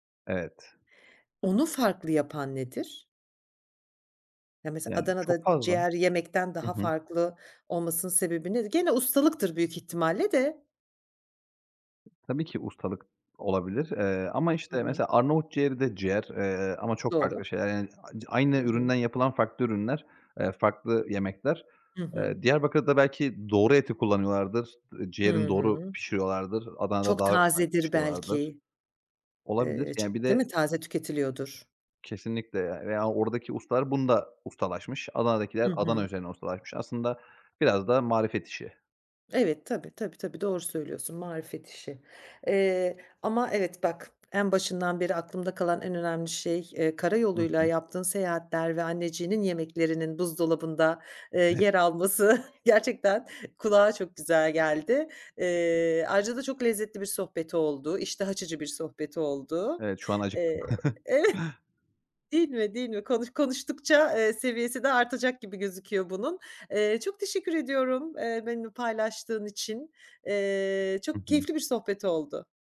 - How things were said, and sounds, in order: tapping; unintelligible speech; unintelligible speech; laughing while speaking: "alması"; chuckle
- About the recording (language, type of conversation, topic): Turkish, podcast, En sevdiğin ev yemeği hangisi?